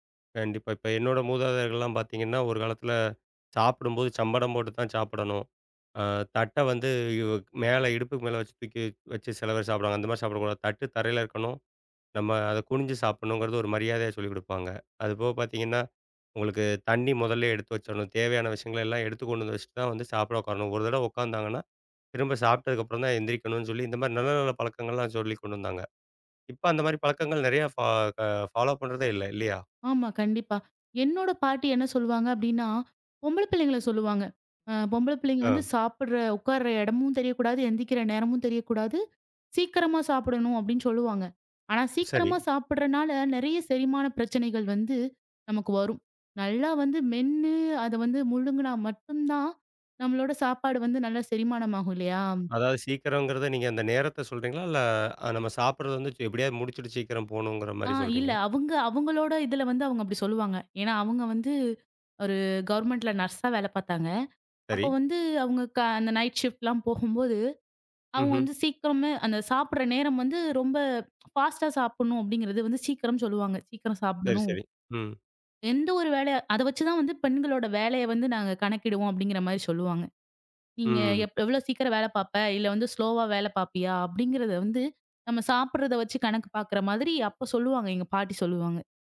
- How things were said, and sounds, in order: in English: "ஃபாலோ"; in English: "கவெர்மெண்ட்ல நர்ஸா"; in English: "நைட் ஃசிப்ட்லாம்"; in English: "ஃபாஸ்ட்டா"; in English: "ஸ்லோவா"
- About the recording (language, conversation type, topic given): Tamil, podcast, உங்கள் வீட்டில் உணவு சாப்பிடும்போது மனதை கவனமாக வைத்திருக்க நீங்கள் எந்த வழக்கங்களைப் பின்பற்றுகிறீர்கள்?